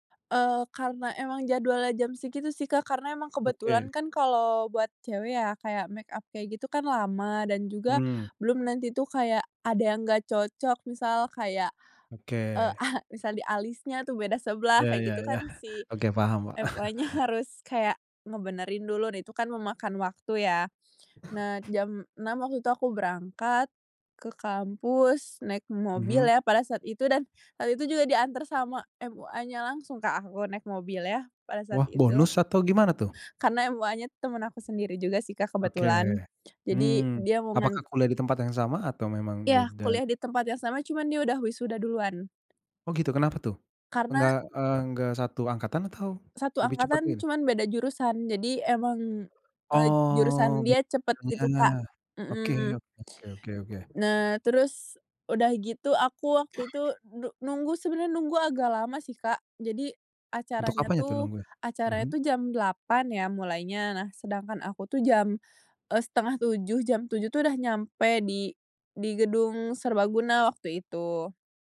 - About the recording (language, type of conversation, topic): Indonesian, podcast, Kapan kamu merasa sangat bangga pada diri sendiri?
- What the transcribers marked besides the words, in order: tapping; in English: "make up"; laughing while speaking: "a"; chuckle; laughing while speaking: "si-MUAnya"; other background noise; unintelligible speech; cough